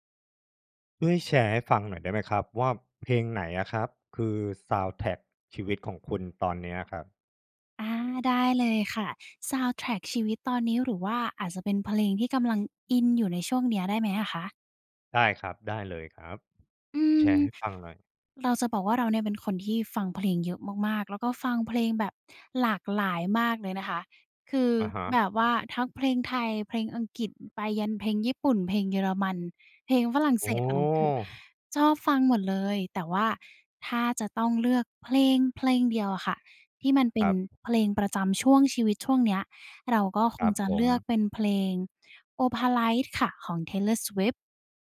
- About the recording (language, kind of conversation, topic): Thai, podcast, เพลงไหนที่เป็นเพลงประกอบชีวิตของคุณในตอนนี้?
- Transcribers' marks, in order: other background noise; stressed: "อิน"